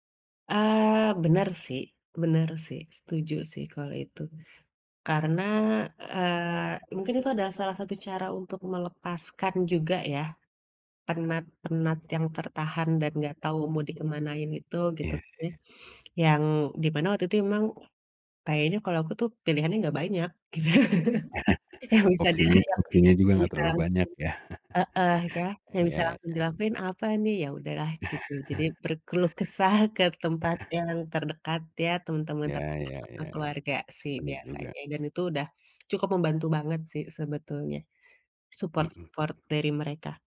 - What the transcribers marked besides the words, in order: laugh; chuckle; laugh; other background noise; chuckle; chuckle; in English: "support-support"
- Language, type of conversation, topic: Indonesian, podcast, Pernahkah kamu mengalami kelelahan mental, dan bagaimana cara kamu mengatasinya?